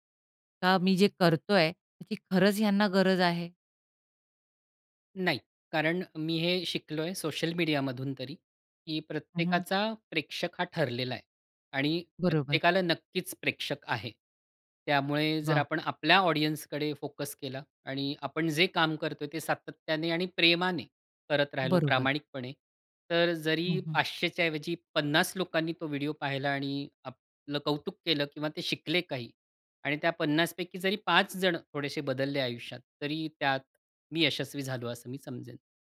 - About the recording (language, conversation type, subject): Marathi, podcast, प्रेक्षकांचा प्रतिसाद तुमच्या कामावर कसा परिणाम करतो?
- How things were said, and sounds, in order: in English: "ऑडियन्सकडे"